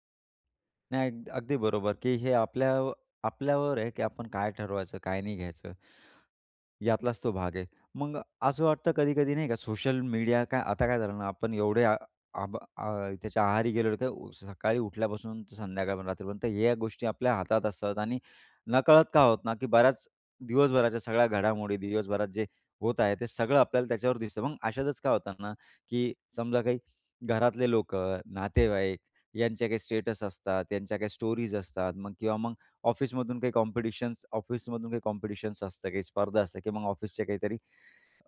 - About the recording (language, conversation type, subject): Marathi, podcast, इतरांशी तुलना कमी करण्याचा उपाय काय आहे?
- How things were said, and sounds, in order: tapping; in English: "स्टेटस"; in English: "स्टोरीज"